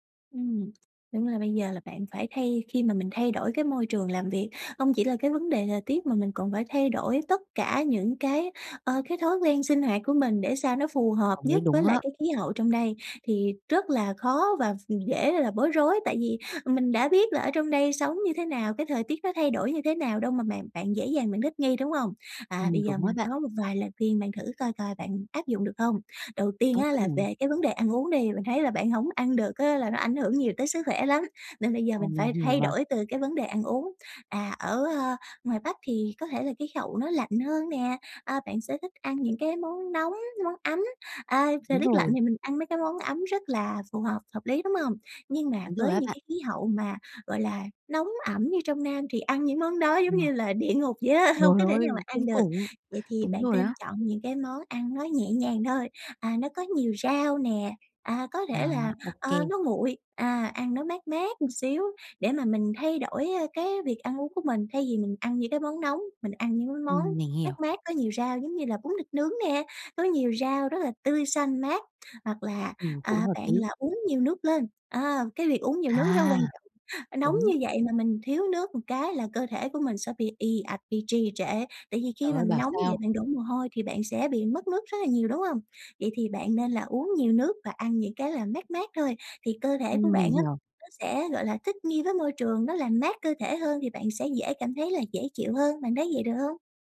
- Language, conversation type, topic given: Vietnamese, advice, Làm sao để thích nghi khi thời tiết thay đổi mạnh?
- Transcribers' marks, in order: tapping